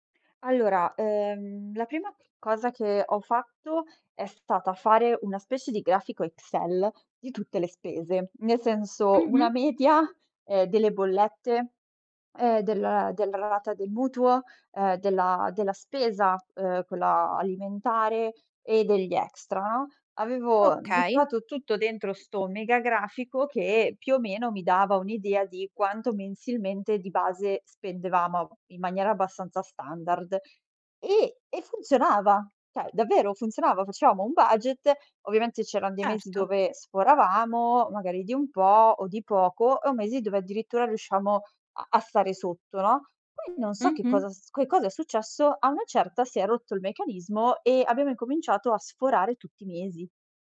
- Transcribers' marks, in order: laughing while speaking: "media"; "cioè" said as "ceh"; "facevamo" said as "faceamo"
- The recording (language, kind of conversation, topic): Italian, advice, Come posso gestire meglio un budget mensile costante se faccio fatica a mantenerlo?